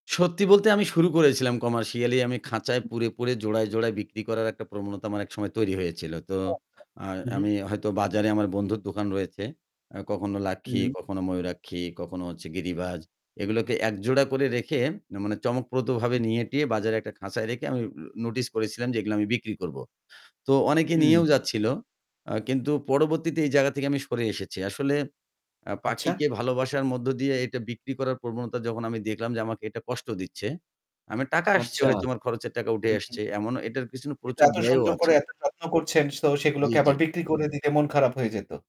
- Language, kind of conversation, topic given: Bengali, podcast, নতুন কোনো শখ শুরু করতে তোমার প্রথম পদক্ষেপ কী?
- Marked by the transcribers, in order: static; unintelligible speech